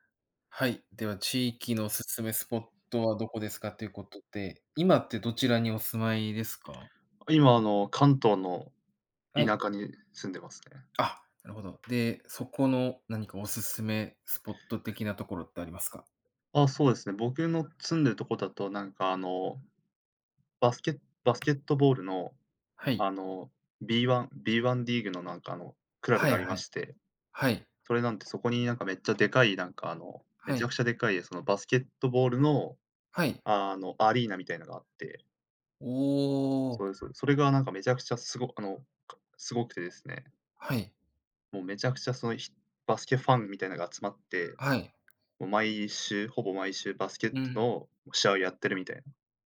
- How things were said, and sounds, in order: other background noise; tapping; other animal sound
- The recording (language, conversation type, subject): Japanese, unstructured, 地域のおすすめスポットはどこですか？